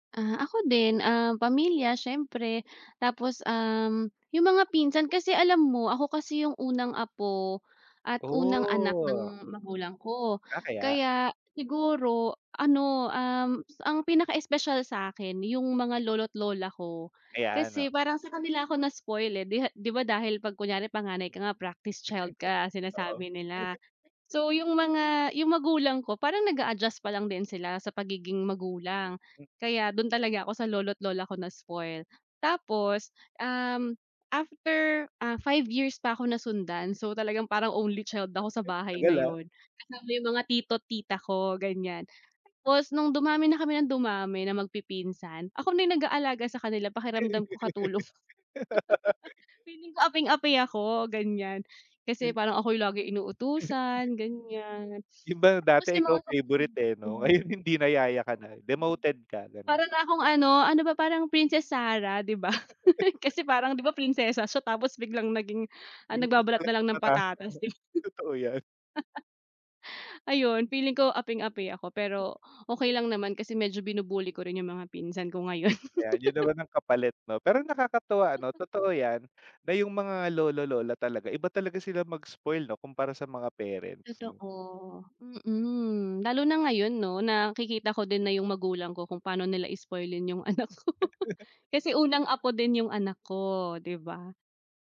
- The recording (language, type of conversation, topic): Filipino, unstructured, Ano ang paborito mong alaala noong bata ka pa na laging nagpapasaya sa’yo?
- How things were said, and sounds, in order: tapping; laugh; laugh; laugh; laugh; other background noise; laugh; laugh; laugh; laugh